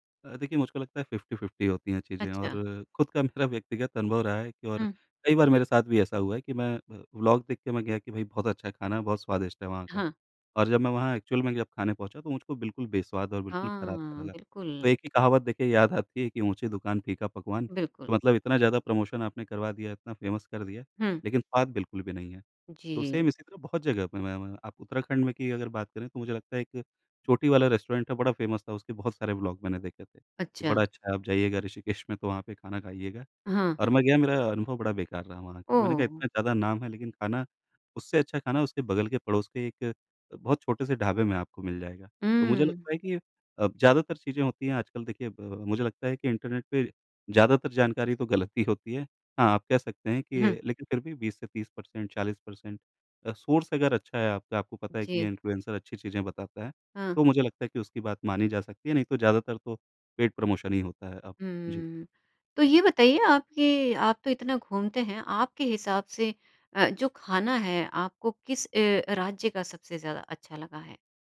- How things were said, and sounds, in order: in English: "फ़िफ़्टी-फ़िफ़्टी"; in English: "एक्चुअल"; in English: "प्रमोशन"; in English: "फ़ेमस"; in English: "सेम"; in English: "रेस्टोरेंट"; in English: "फ़ेमस"; in English: "सोर्स"; in English: "पेड प्रमोशन"
- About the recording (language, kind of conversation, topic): Hindi, podcast, ऑनलाइन संसाधन पुराने शौक को फिर से अपनाने में कितने मददगार होते हैं?